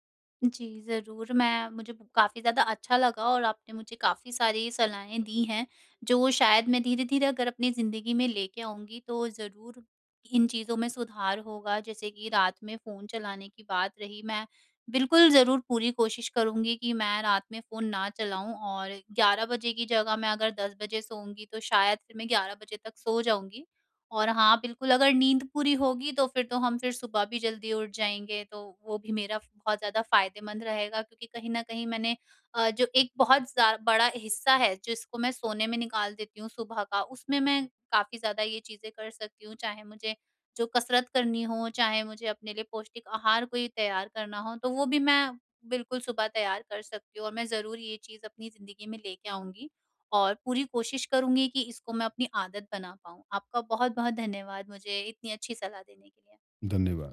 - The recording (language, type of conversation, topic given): Hindi, advice, मैं अपनी अच्छी आदतों को लगातार कैसे बनाए रख सकता/सकती हूँ?
- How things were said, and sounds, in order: none